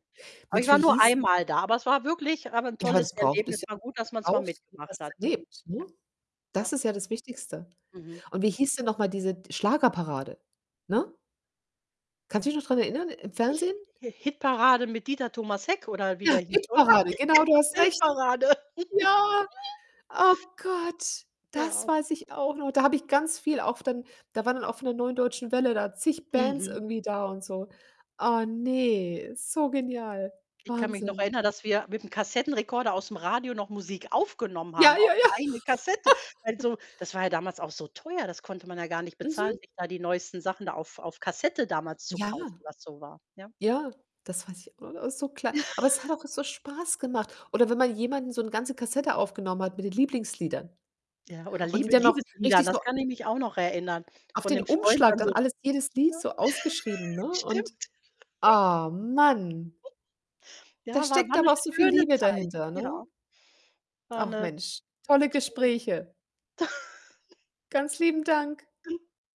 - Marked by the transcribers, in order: distorted speech; unintelligible speech; tapping; laugh; joyful: "Ja. Oh Gott"; laughing while speaking: "Hitparade"; laugh; stressed: "das"; drawn out: "ne"; stressed: "so"; stressed: "aufgenommen"; laughing while speaking: "ja"; laugh; other background noise; laughing while speaking: "Ja"; laugh; joyful: "ah Mann"; laugh; laugh
- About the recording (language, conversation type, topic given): German, unstructured, Gibt es ein Lied, das dich sofort an eine schöne Zeit erinnert?